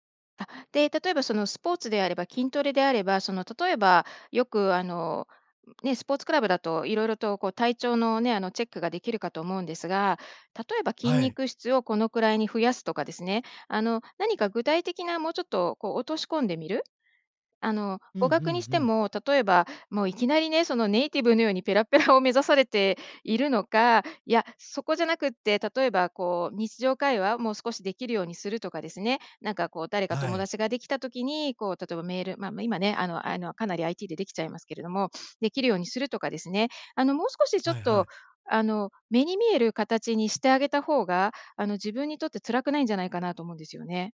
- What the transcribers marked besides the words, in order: laughing while speaking: "ペラペラを"; sniff; tapping
- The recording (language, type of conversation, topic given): Japanese, advice, 理想の自分と今の習慣にズレがあって続けられないとき、どうすればいいですか？